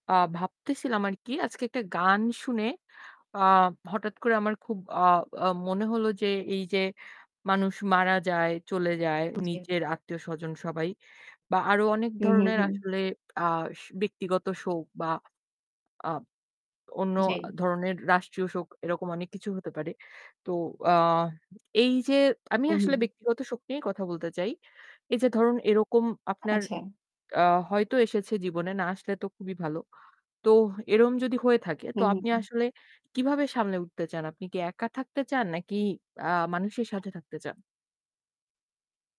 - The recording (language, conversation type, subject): Bengali, unstructured, শোকের সময় আপনি কি একা থাকতে পছন্দ করেন, নাকি কারও সঙ্গে থাকতে চান?
- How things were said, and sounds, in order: other background noise; static; distorted speech; "এরকম" said as "এরম"